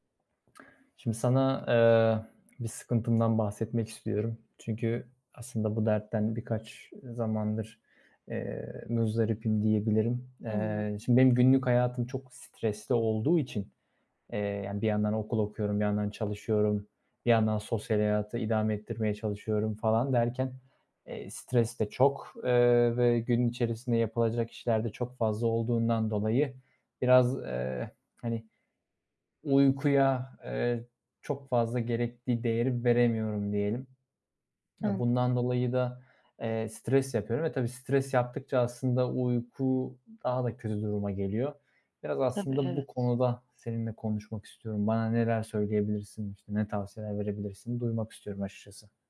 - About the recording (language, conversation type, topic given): Turkish, advice, Gün içindeki stresi azaltıp gece daha rahat uykuya nasıl geçebilirim?
- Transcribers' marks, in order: lip smack; other background noise; tapping; "açıkçası" said as "aşıkçası"